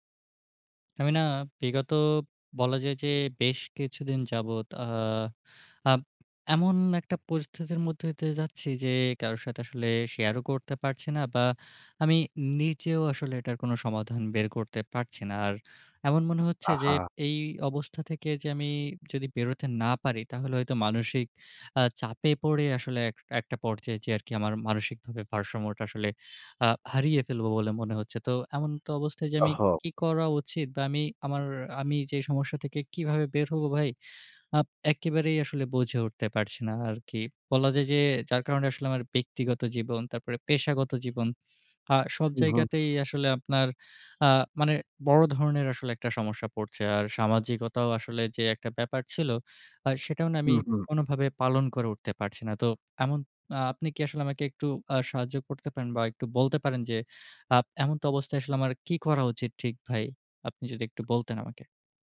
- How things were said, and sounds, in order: tapping
- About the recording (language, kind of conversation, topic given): Bengali, advice, বাধার কারণে কখনও কি আপনাকে কোনো লক্ষ্য ছেড়ে দিতে হয়েছে?